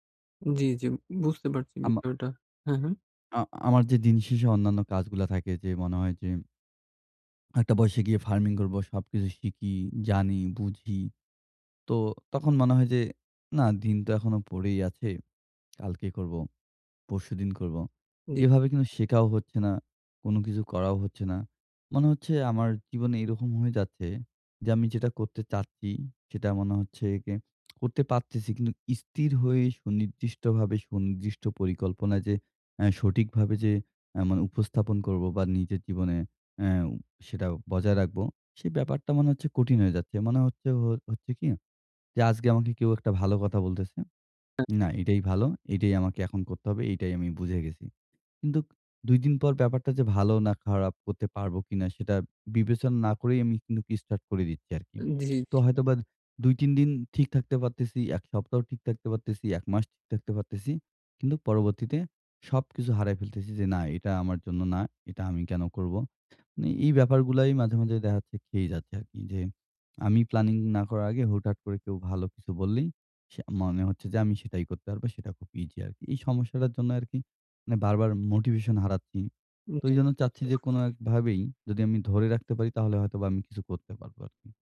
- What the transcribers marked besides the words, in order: tsk; tsk; "পারতেছি" said as "পাত্তিসি"; "স্থির" said as "ইস্থির"; "আজকে" said as "আজগে"; other background noise; "পারতেছি" said as "পাত্তিসি"; "পারতেছি" said as "পাত্তিসি"
- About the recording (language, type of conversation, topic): Bengali, advice, ব্যায়াম চালিয়ে যেতে কীভাবে আমি ধারাবাহিকভাবে অনুপ্রেরণা ধরে রাখব এবং ধৈর্য গড়ে তুলব?